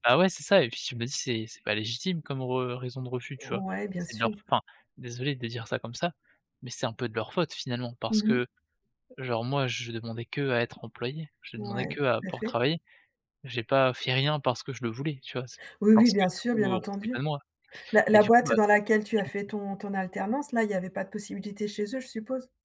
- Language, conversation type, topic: French, advice, Comment vous remettez-vous en question après un échec ou une rechute ?
- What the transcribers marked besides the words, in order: unintelligible speech